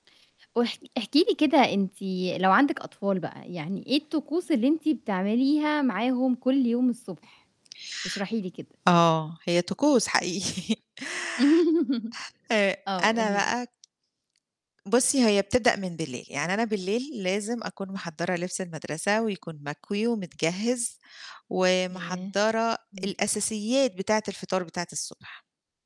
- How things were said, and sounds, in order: laughing while speaking: "حقيقي"; laugh; tapping
- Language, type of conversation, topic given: Arabic, podcast, إيه طقوسك الصبح مع ولادك لو عندك ولاد؟